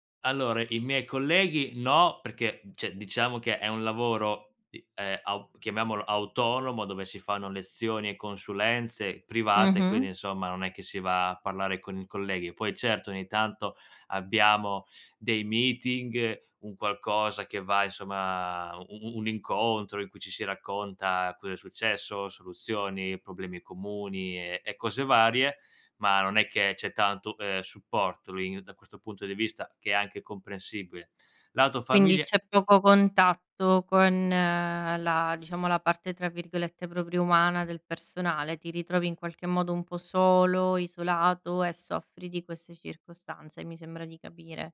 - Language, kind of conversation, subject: Italian, advice, Come posso affrontare l’insicurezza nel mio nuovo ruolo lavorativo o familiare?
- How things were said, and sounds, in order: "cioè" said as "ceh"; other background noise; tapping